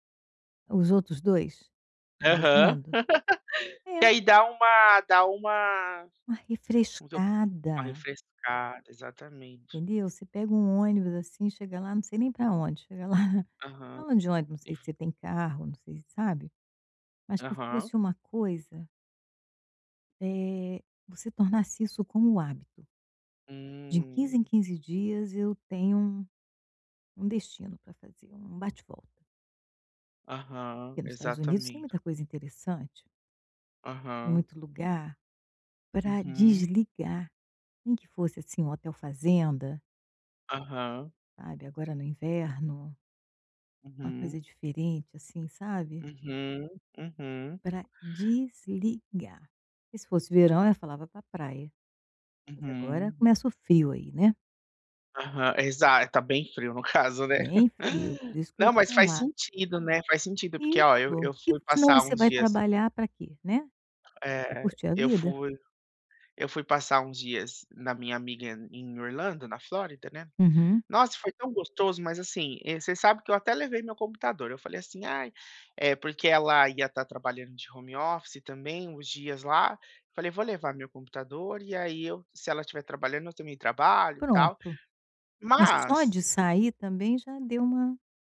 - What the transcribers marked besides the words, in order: tapping; laugh; unintelligible speech; chuckle; laugh; other background noise
- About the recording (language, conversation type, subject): Portuguese, advice, Como saber se o meu cansaço é temporário ou crônico?
- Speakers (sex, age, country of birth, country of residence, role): female, 65-69, Brazil, Portugal, advisor; male, 30-34, Brazil, United States, user